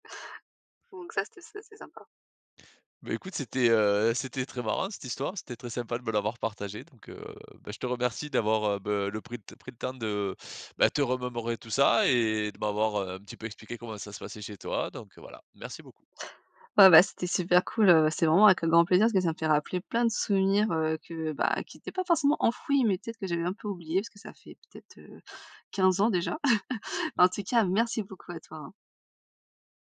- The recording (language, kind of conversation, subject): French, podcast, Parle-nous de ton mariage ou d’une cérémonie importante : qu’est-ce qui t’a le plus marqué ?
- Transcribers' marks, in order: other background noise; drawn out: "et"; laugh; stressed: "merci"